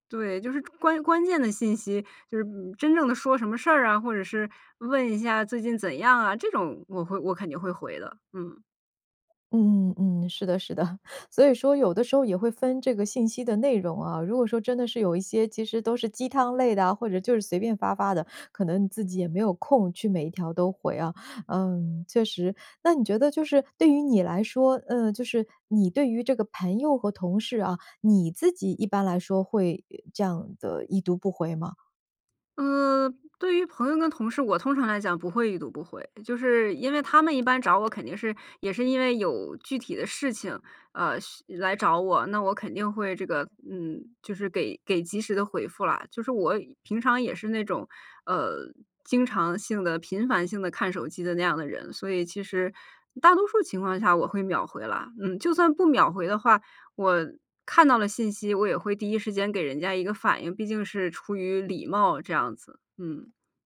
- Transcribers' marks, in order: other background noise; laughing while speaking: "是的"
- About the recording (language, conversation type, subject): Chinese, podcast, 看到对方“已读不回”时，你通常会怎么想？